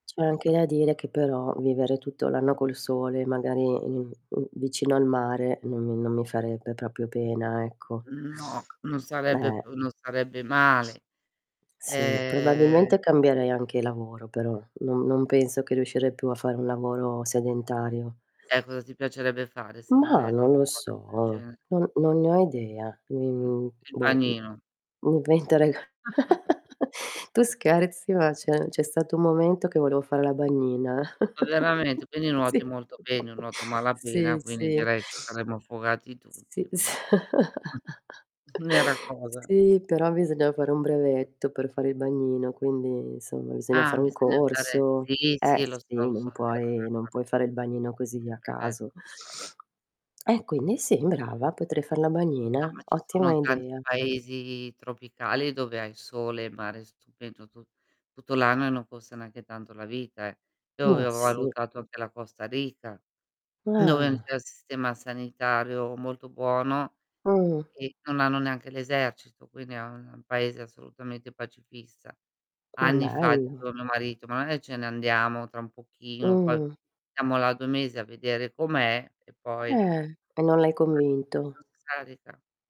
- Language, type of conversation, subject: Italian, unstructured, Preferiresti vivere in una città sempre soleggiata o in una dove si susseguono tutte le stagioni?
- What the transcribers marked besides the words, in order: "proprio" said as "propio"; distorted speech; other background noise; static; chuckle; tapping; chuckle; laughing while speaking: "Sì"; chuckle; laughing while speaking: "s"; chuckle; unintelligible speech